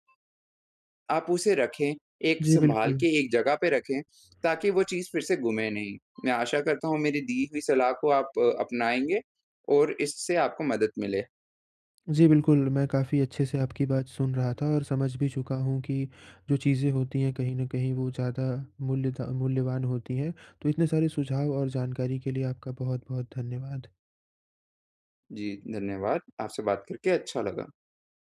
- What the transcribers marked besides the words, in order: alarm
- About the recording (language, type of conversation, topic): Hindi, advice, परिचित चीज़ों के खो जाने से कैसे निपटें?